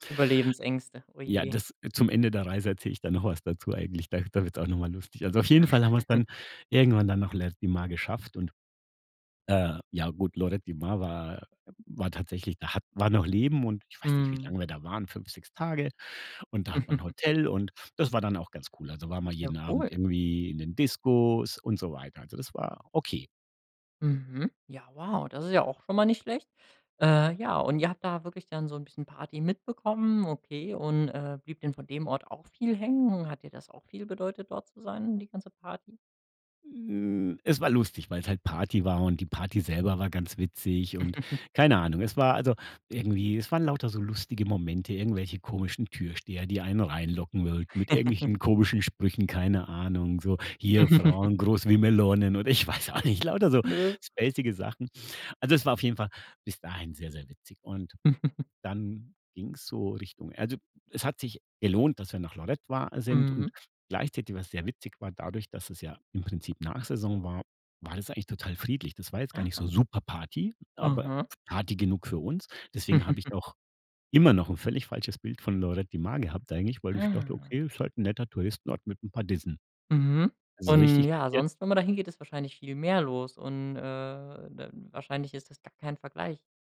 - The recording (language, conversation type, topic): German, podcast, Gibt es eine Reise, die dir heute noch viel bedeutet?
- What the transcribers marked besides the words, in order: giggle; giggle; put-on voice: "Discos"; other noise; giggle; laugh; chuckle; other background noise; laughing while speaking: "ich weiß auch nicht"; chuckle; surprised: "Ah"; chuckle; surprised: "Ah"